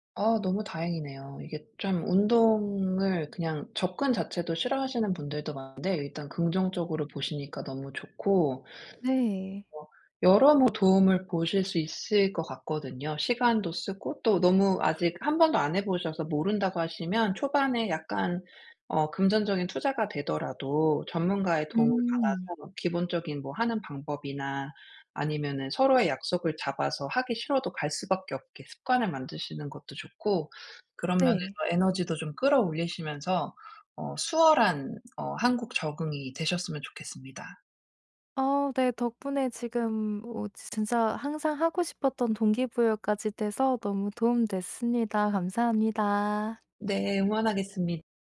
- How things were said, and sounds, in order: tapping; other background noise
- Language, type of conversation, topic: Korean, advice, 새로운 기후와 계절 변화에 어떻게 적응할 수 있을까요?
- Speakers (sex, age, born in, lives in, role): female, 25-29, South Korea, Malta, user; female, 40-44, South Korea, United States, advisor